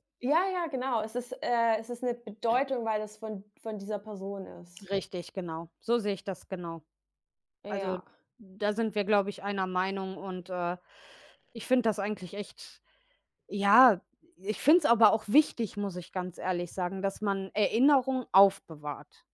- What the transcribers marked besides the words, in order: other background noise
- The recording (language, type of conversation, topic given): German, unstructured, Wie gehst du mit dem Verlust eines geliebten Menschen um?